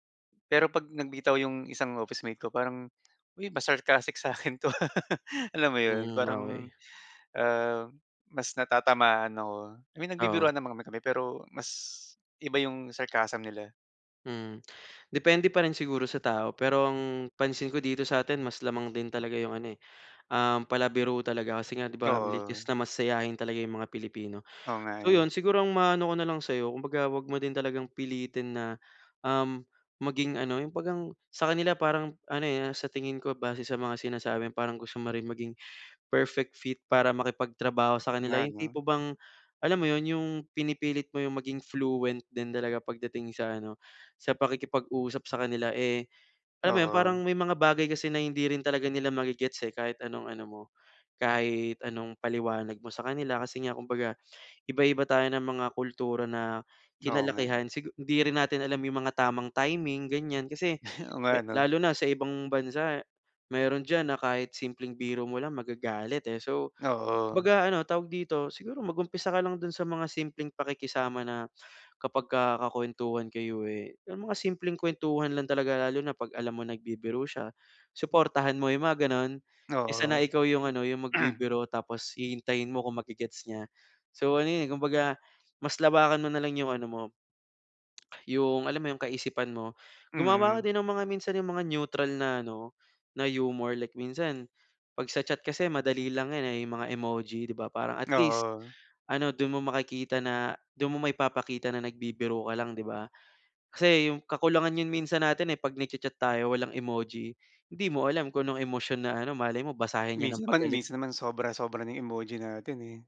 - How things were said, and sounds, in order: laughing while speaking: "ah"; chuckle; other noise; throat clearing
- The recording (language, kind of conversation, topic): Filipino, advice, Paano ko makikilala at marerespeto ang takot o pagkabalisa ko sa araw-araw?